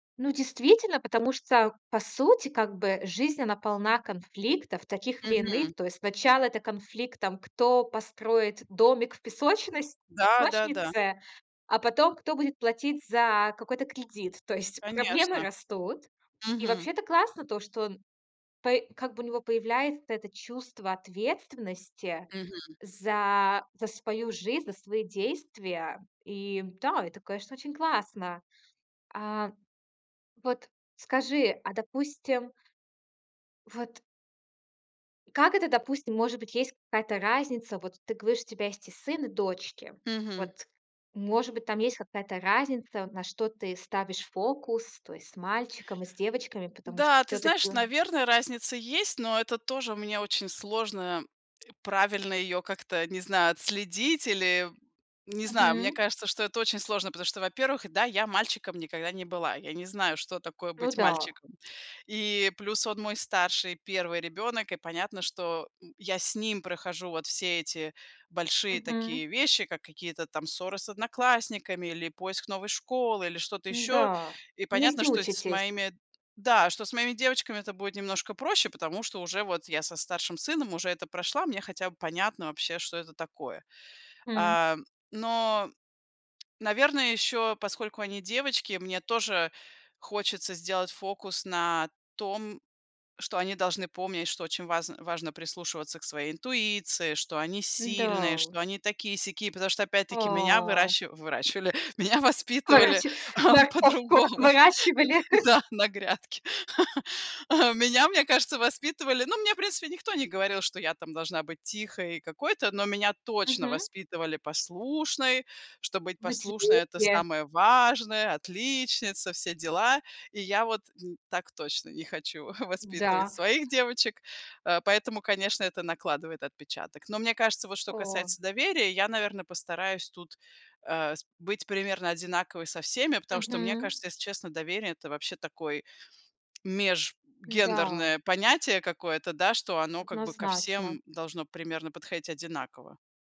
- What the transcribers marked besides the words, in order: tapping; laughing while speaking: "меня воспитывали по-другому, да на грядке. Меня"; laughing while speaking: "выращивали"; chuckle
- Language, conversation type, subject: Russian, podcast, Как ты выстраиваешь доверие в разговоре?